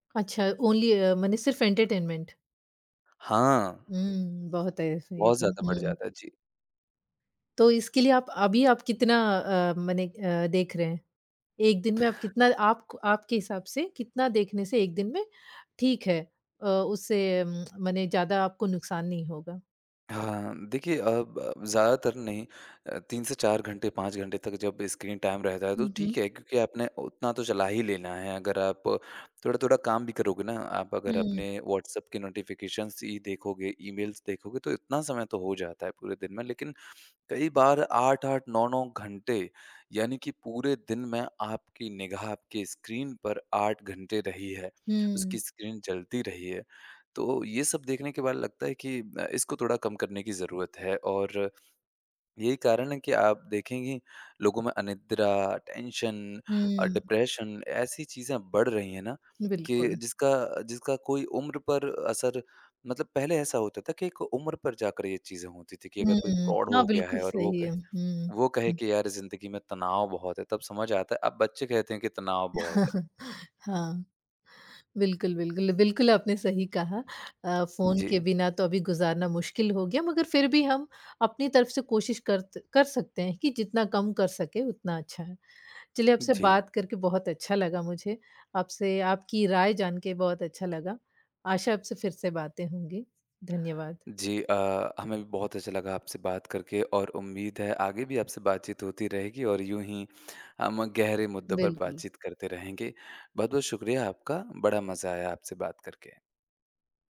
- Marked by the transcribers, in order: in English: "ओनली"; in English: "एंटरटेनमेंट"; other background noise; tsk; in English: "टाइम"; in English: "नोटिफ़िकेशन्स"; in English: "ईमेल्स"; tapping; in English: "टेंशन"; in English: "डिप्रेशन"; in English: "प्रॉड"; chuckle
- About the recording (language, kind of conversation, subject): Hindi, podcast, फोन के बिना आपका एक दिन कैसे बीतता है?
- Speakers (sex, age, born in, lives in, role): female, 40-44, India, United States, host; male, 25-29, India, India, guest